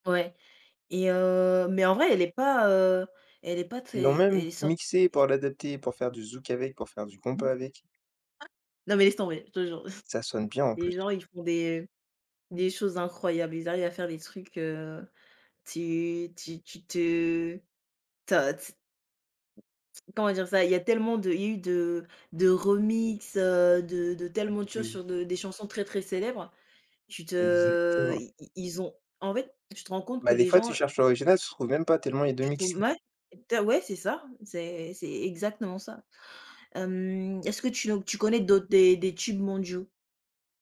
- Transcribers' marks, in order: unintelligible speech; chuckle; other noise
- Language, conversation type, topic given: French, unstructured, Pourquoi, selon toi, certaines chansons deviennent-elles des tubes mondiaux ?
- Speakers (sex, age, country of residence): female, 20-24, France; male, 20-24, France